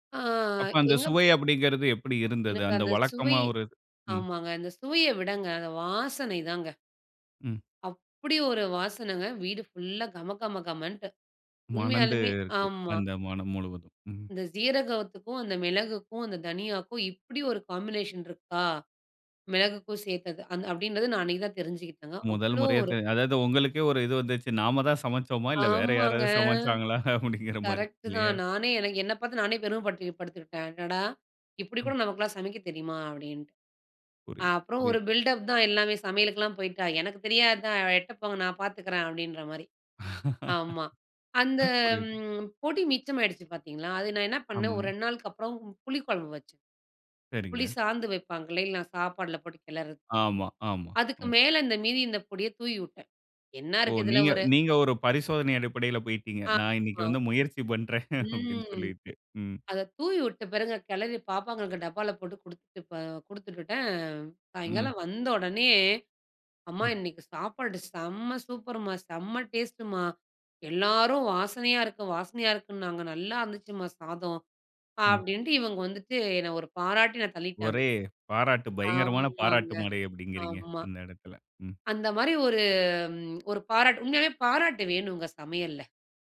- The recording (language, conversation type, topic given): Tamil, podcast, வீட்டுச் மசாலா கலவை உருவான பின்னணி
- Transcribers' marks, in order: laughing while speaking: "அப்படின்கின்ற"; in English: "பில்டப்"; chuckle; drawn out: "அந்த"; other background noise; in English: "டேஸ்ட்டுமா"